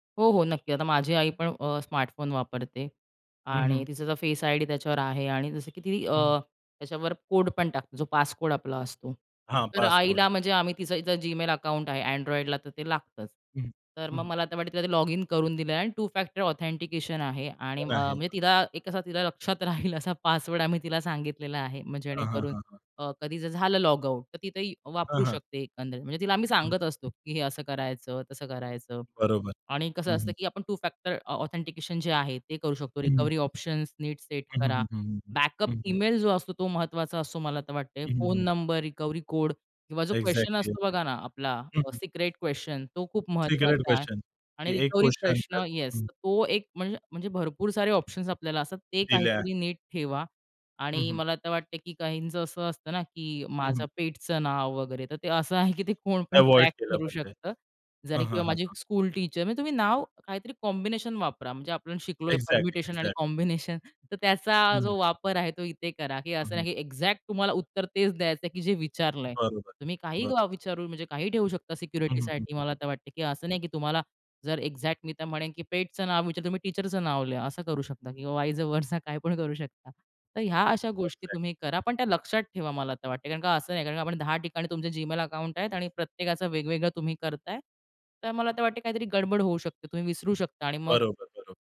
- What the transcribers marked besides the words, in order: other street noise; other background noise; in English: "टु फॅक्टर ऑथेंटिकेशन"; laughing while speaking: "लक्षात राहील"; in English: "टू फॅक्टर ऑथेंटिकेशन"; in English: "बॅकअप"; in English: "एक्झॅक्टली"; in English: "पेटचं"; in English: "स्कूल टीचर"; in English: "कॉम्बिनेशन"; tapping; in English: "परम्युटेशन"; laughing while speaking: "कॉम्बिनेशन"; in English: "कॉम्बिनेशन"; in English: "एक्झॅक्टली, एक्झॅक्टली"; in English: "एक्झॅक्ट"; in English: "एक्झॅक्ट"; in English: "पेटचं"; in English: "वाइज व्हरसा"; in English: "एक्झॅक्टली"; horn
- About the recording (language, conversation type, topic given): Marathi, podcast, पासवर्ड आणि ऑनलाइन सुरक्षिततेसाठी तुम्ही कोणता सल्ला द्याल?